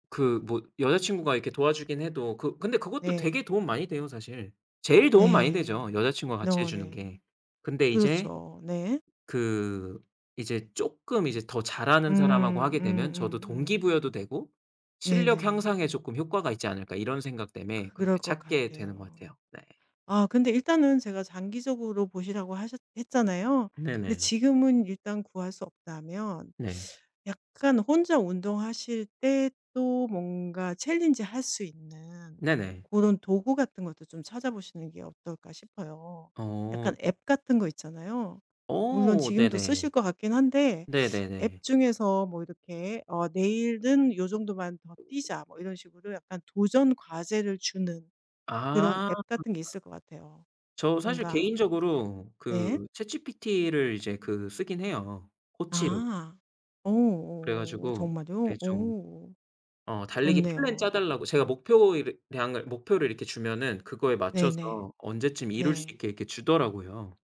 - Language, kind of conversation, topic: Korean, advice, 혼자 운동할 때 외로움을 덜기 위해 동기 부여나 함께할 파트너를 어떻게 찾을 수 있을까요?
- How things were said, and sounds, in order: other background noise; tapping